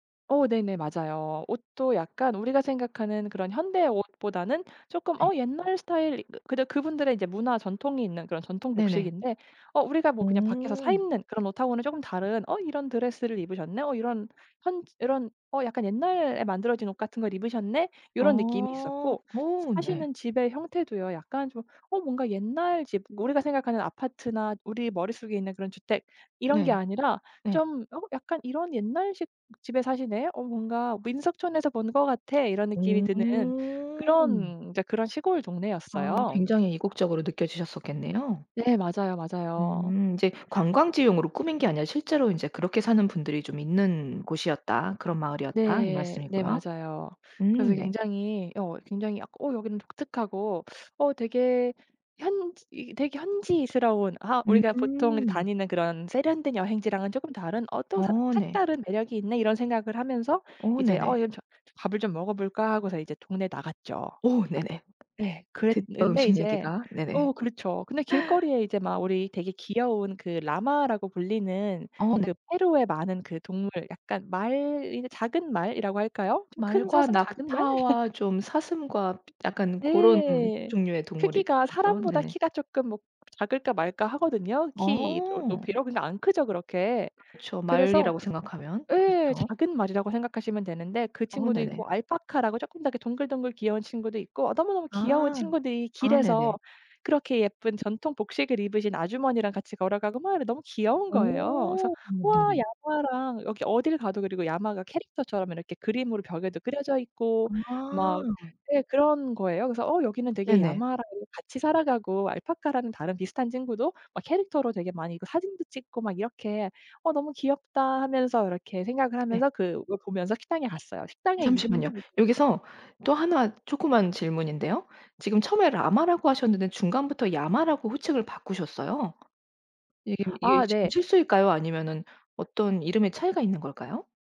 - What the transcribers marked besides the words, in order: tapping; other background noise; teeth sucking; laugh
- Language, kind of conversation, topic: Korean, podcast, 여행지에서 먹어본 인상적인 음식은 무엇인가요?